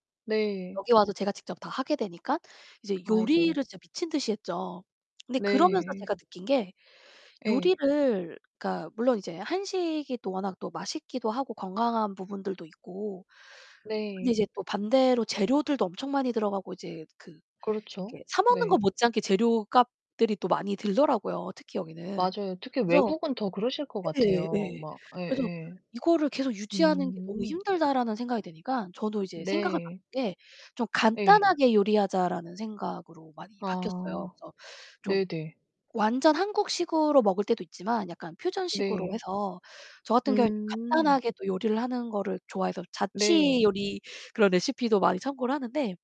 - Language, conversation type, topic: Korean, unstructured, 요즘 가장 자주 하는 일은 무엇인가요?
- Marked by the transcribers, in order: distorted speech; other background noise